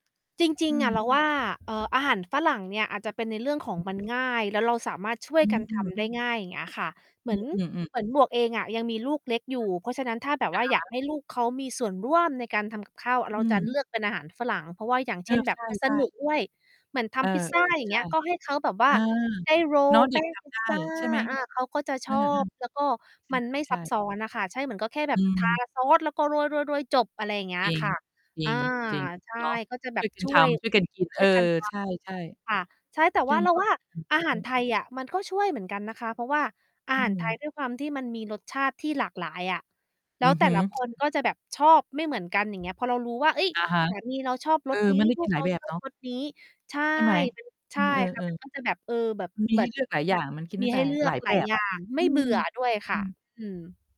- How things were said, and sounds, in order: tapping; background speech; other background noise; distorted speech; in English: "โรล"
- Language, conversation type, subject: Thai, unstructured, อาหารแบบไหนที่ทำให้คุณคิดถึงบ้านมากที่สุด?